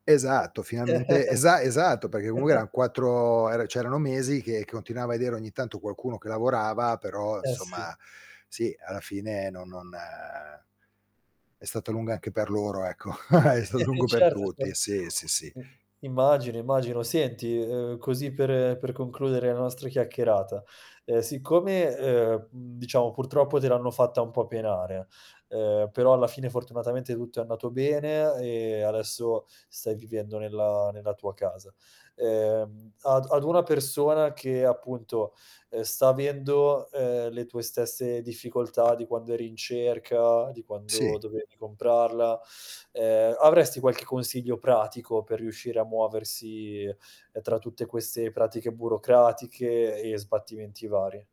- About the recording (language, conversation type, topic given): Italian, podcast, Com’è stato comprare la tua prima casa?
- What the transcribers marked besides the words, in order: static; "finalmente" said as "finaemente"; chuckle; "perché" said as "peché"; drawn out: "quattro"; "cioè" said as "ceh"; "vedere" said as "edere"; tapping; distorted speech; "insomma" said as "nsomma"; other background noise; drawn out: "non"; chuckle; unintelligible speech; drawn out: "e"